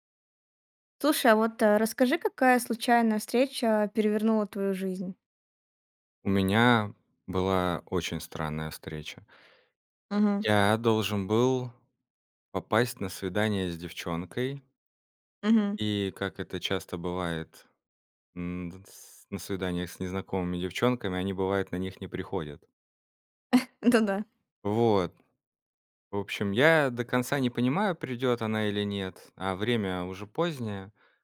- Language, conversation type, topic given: Russian, podcast, Какая случайная встреча перевернула твою жизнь?
- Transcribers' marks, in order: chuckle